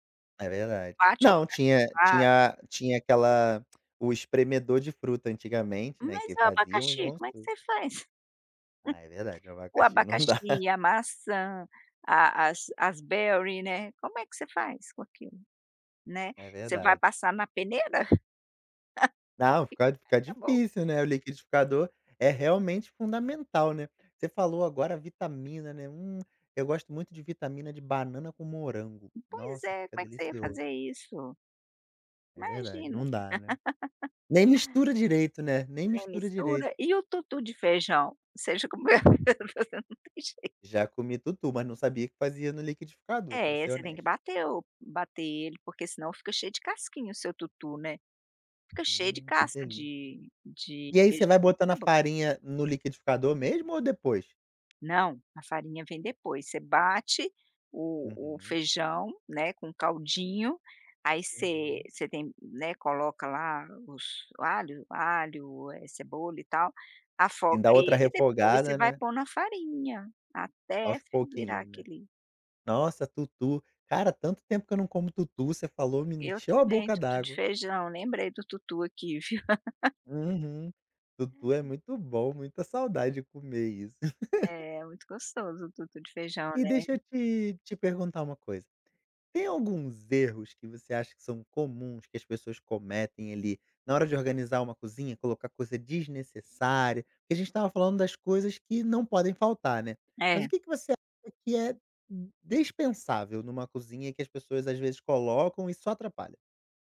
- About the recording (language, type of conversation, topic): Portuguese, podcast, O que é essencial numa cozinha prática e funcional pra você?
- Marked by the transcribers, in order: tapping; tongue click; other background noise; laughing while speaking: "dá"; in English: "berry"; chuckle; laugh; laughing while speaking: "comeu? Não tem jei"; laugh; chuckle; "dispensável" said as "despensável"